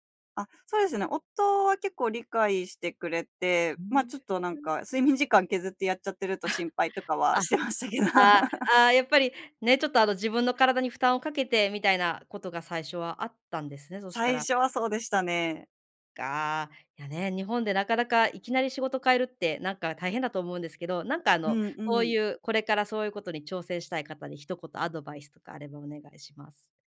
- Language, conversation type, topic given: Japanese, podcast, スキルをゼロから学び直した経験を教えてくれますか？
- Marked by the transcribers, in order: laughing while speaking: "してましたけど"; laugh